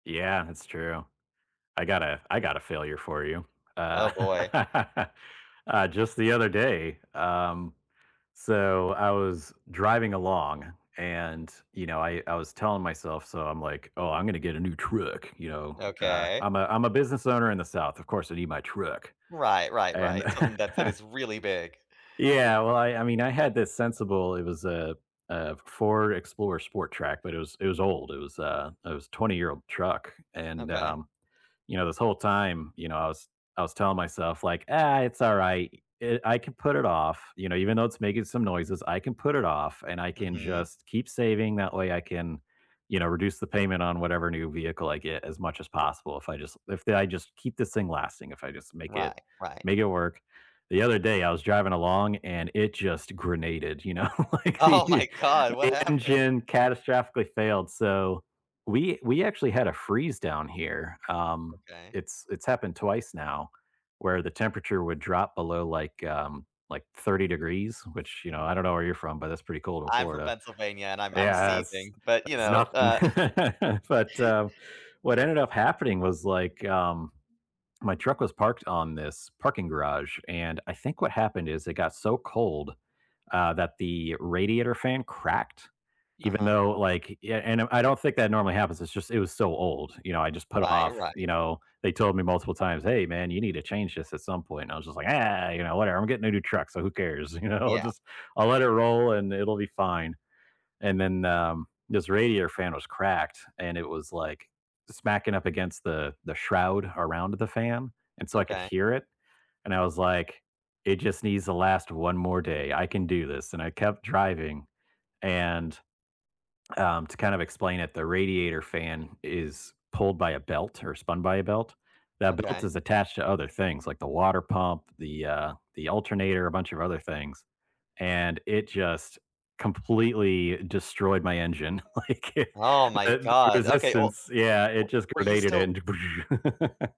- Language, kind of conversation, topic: English, unstructured, What lesson has failure taught you that success hasn’t?
- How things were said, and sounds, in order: laugh; put-on voice: "get a new truck"; put-on voice: "truck"; laugh; tapping; laughing while speaking: "Oh"; other background noise; laughing while speaking: "know, like the the"; chuckle; laugh; other noise; laughing while speaking: "you know"; laughing while speaking: "like, it"; laugh